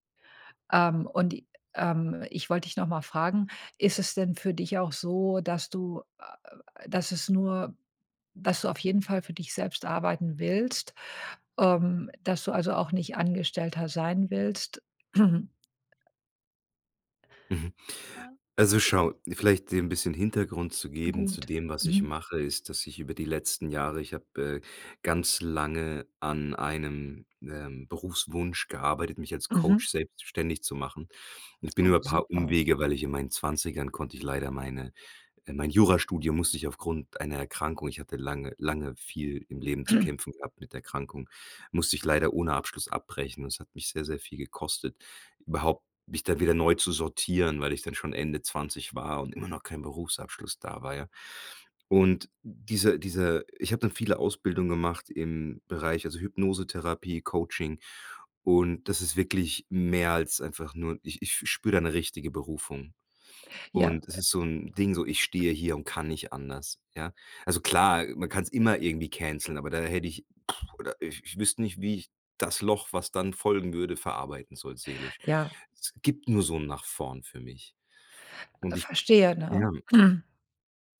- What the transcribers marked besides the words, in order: throat clearing; other noise; throat clearing; blowing; throat clearing
- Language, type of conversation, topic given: German, advice, Wie geht ihr mit Zukunftsängsten und ständigem Grübeln um?
- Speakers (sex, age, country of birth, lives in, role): female, 50-54, Germany, United States, advisor; male, 40-44, Germany, Germany, user